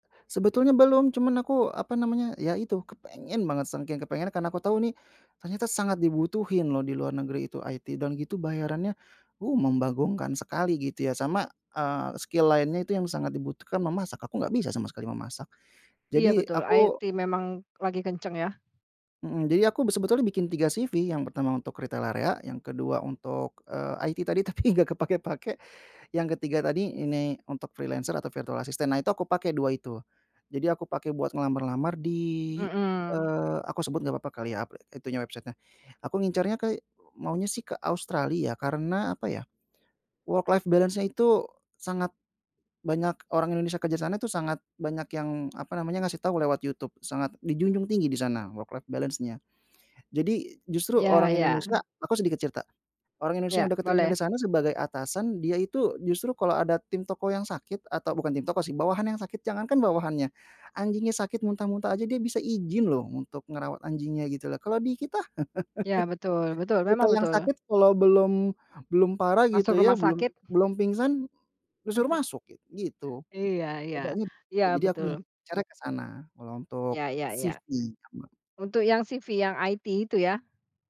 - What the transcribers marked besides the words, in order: in English: "skill"; laughing while speaking: "tapi, nggak kepakai-pakai"; in English: "freelancer"; in English: "virtual assistant"; in English: "website-nya"; in English: "worklife balance-nya"; in English: "worklife balance-nya"; chuckle; chuckle; other background noise; unintelligible speech
- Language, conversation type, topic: Indonesian, podcast, Bagaimana cara menceritakan pengalaman beralih karier di CV dan saat wawancara?